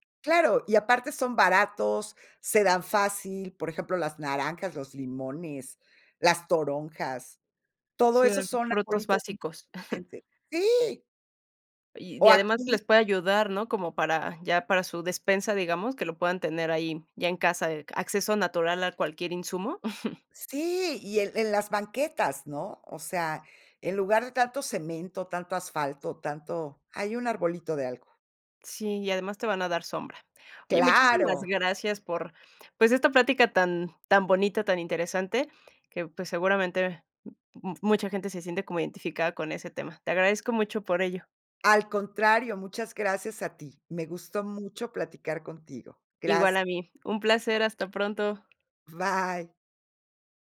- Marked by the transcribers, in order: other noise; unintelligible speech; tapping; chuckle
- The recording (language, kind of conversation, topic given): Spanish, podcast, ¿Qué papel juega la naturaleza en tu salud mental o tu estado de ánimo?